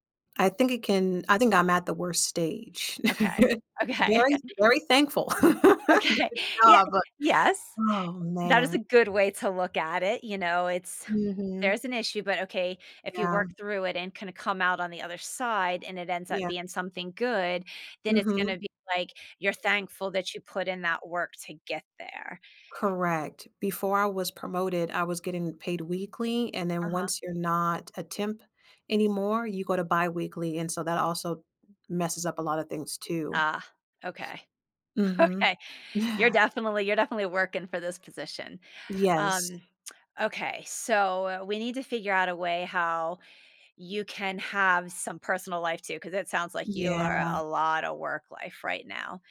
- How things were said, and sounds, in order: laughing while speaking: "Okay"; chuckle; laughing while speaking: "Okay"; laugh; laughing while speaking: "Okay"; sigh
- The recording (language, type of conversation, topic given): English, advice, How can I set clear boundaries to balance work and family time?